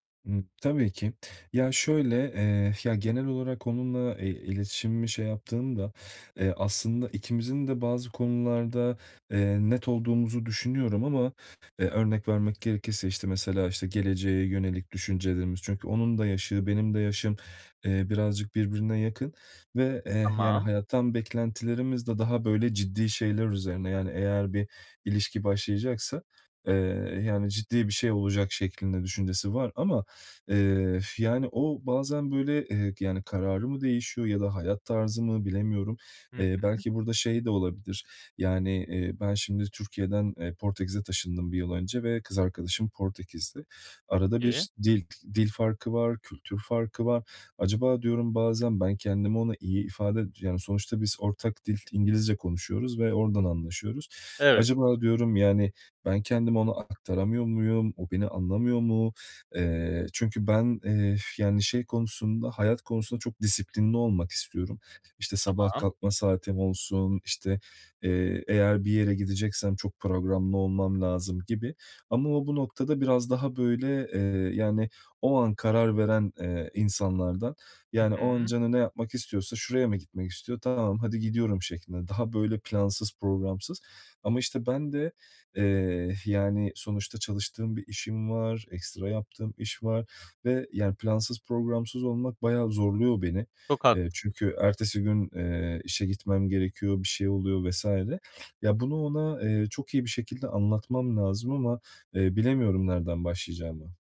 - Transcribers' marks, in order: exhale; exhale
- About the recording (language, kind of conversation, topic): Turkish, advice, Yeni tanıştığım biriyle iletişim beklentilerimi nasıl net bir şekilde konuşabilirim?